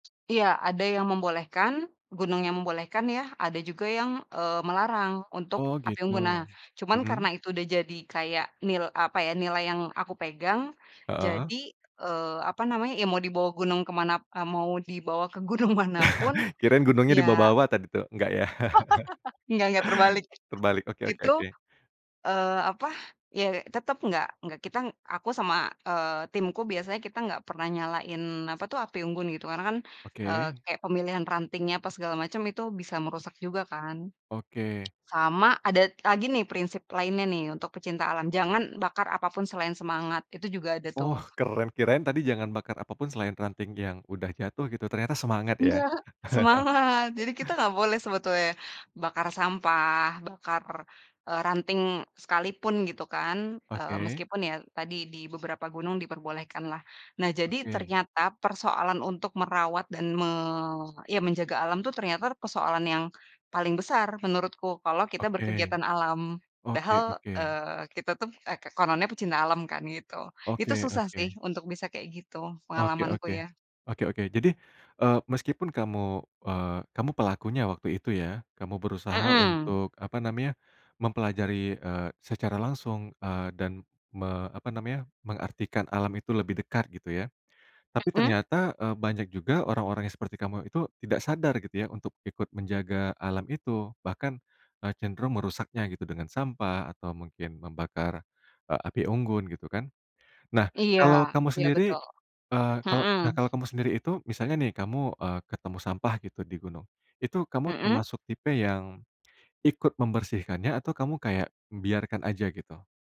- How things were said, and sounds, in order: tapping; chuckle; laughing while speaking: "gunung"; chuckle; other background noise; chuckle
- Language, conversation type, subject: Indonesian, podcast, Bagaimana cara menikmati alam tanpa merusaknya, menurutmu?